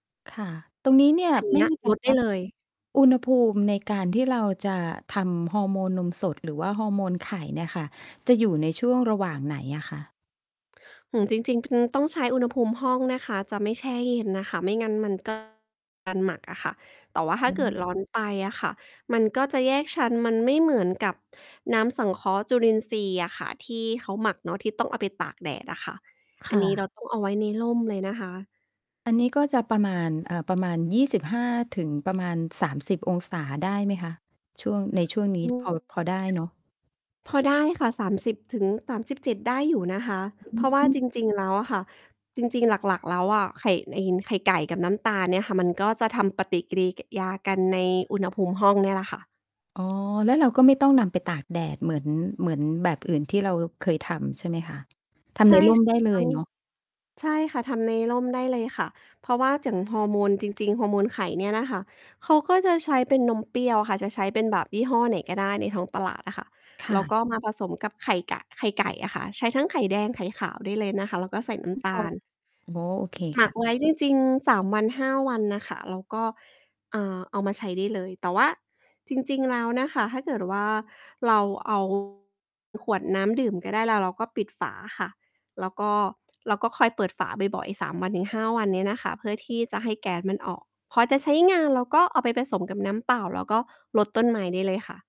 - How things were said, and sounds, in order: distorted speech; other background noise; tapping; mechanical hum; "อย่าง" said as "จั่ง"
- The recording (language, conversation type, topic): Thai, podcast, คุณช่วยเล่าประสบการณ์การปลูกต้นไม้หรือทำสวนที่คุณภูมิใจให้ฟังหน่อยได้ไหม?